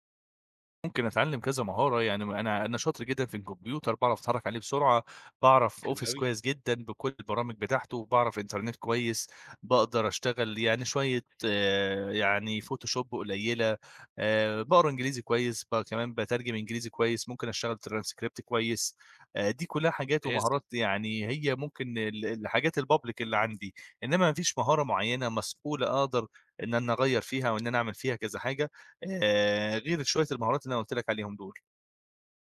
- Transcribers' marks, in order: in English: "transcript"; in English: "الpublic"; tapping
- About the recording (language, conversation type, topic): Arabic, advice, إزاي كانت تجربتك أول مرة تبقى أب/أم؟